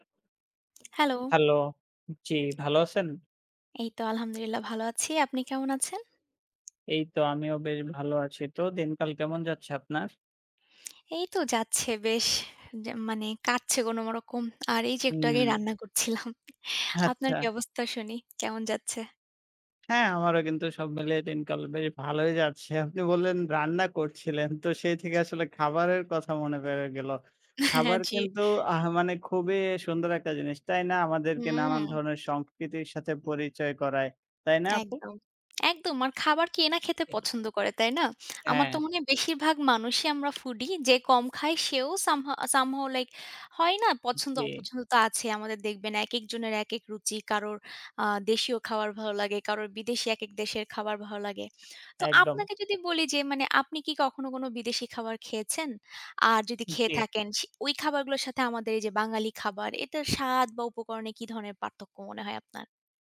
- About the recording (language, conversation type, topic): Bengali, unstructured, বিভিন্ন দেশের খাবারের মধ্যে আপনার কাছে সবচেয়ে বড় পার্থক্যটা কী বলে মনে হয়?
- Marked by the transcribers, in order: tapping; laughing while speaking: "করছিলাম"; laughing while speaking: "হ্যাঁ, জি"; unintelligible speech; in English: "Somehow"; other background noise